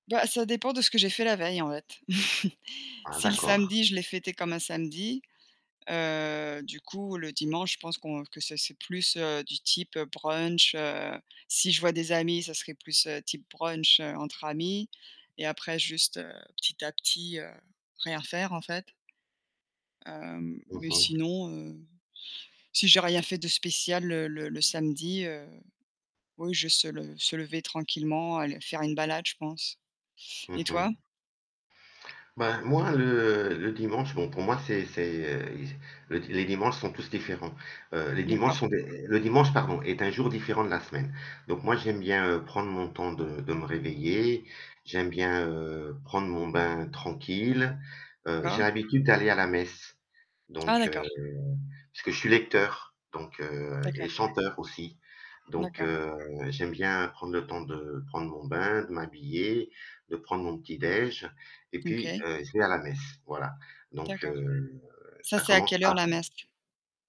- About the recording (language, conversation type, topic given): French, unstructured, Quelle est ta façon préférée de passer un dimanche ?
- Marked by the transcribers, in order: distorted speech; "fait" said as "vait"; chuckle; other background noise; tapping